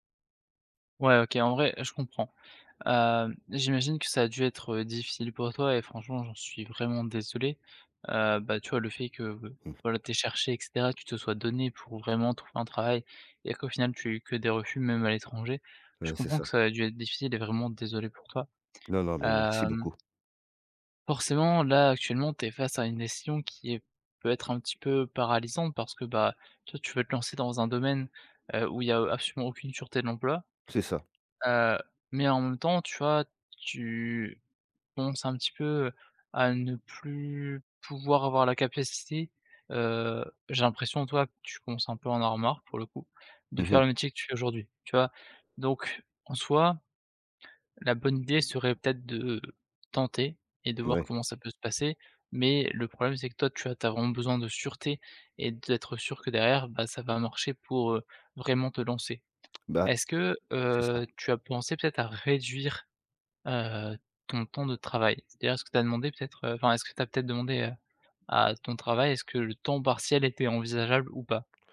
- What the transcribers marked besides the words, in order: tapping; other background noise
- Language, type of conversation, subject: French, advice, Comment surmonter une indécision paralysante et la peur de faire le mauvais choix ?